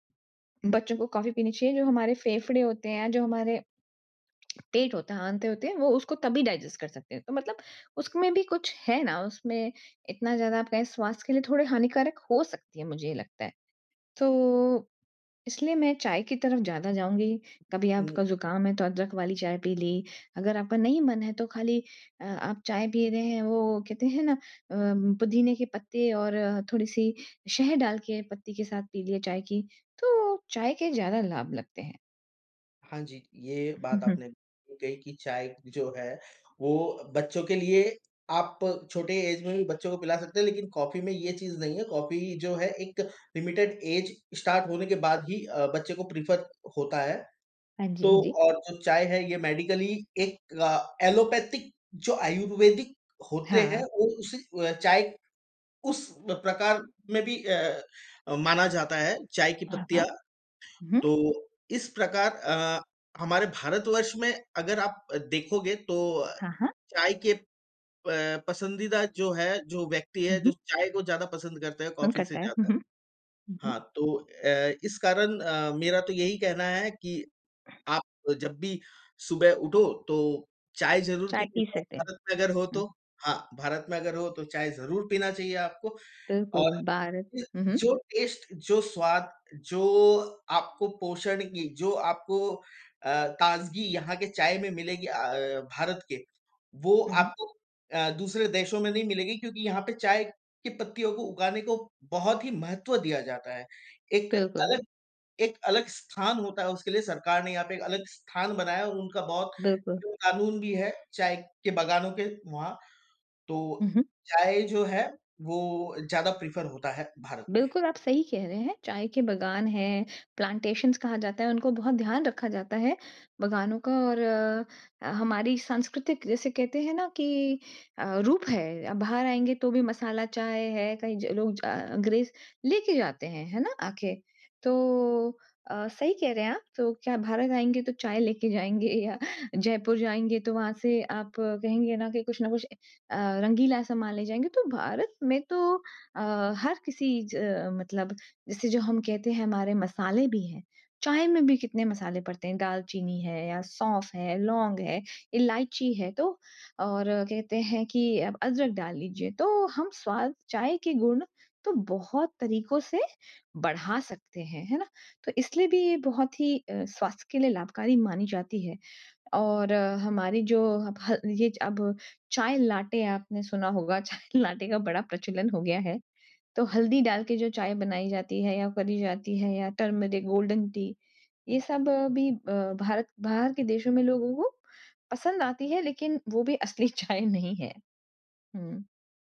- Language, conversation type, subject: Hindi, unstructured, आप चाय या कॉफी में से क्या पसंद करते हैं, और क्यों?
- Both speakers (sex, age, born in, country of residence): female, 40-44, India, Netherlands; male, 40-44, India, India
- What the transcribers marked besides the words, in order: tongue click; in English: "डाइजेस्ट"; chuckle; in English: "एज"; in English: "लिमिटेड एज स्टार्ट"; in English: "प्रेफर"; other background noise; in English: "टेस्ट"; in English: "प्रेफर"; in English: "प्लांटेशंस"; laughing while speaking: "जाएँगे या"; laughing while speaking: "चाय लाटे"; laughing while speaking: "चाय"